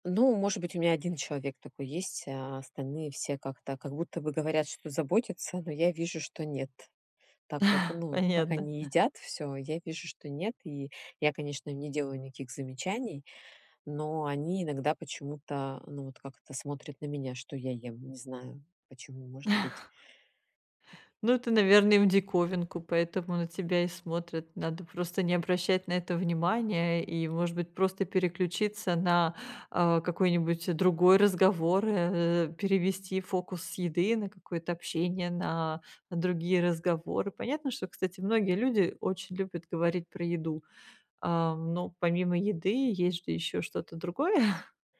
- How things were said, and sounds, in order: chuckle; laughing while speaking: "Понятно"; chuckle; tapping; laughing while speaking: "другое"
- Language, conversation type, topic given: Russian, advice, Как справляться с социальным давлением за столом и не нарушать диету?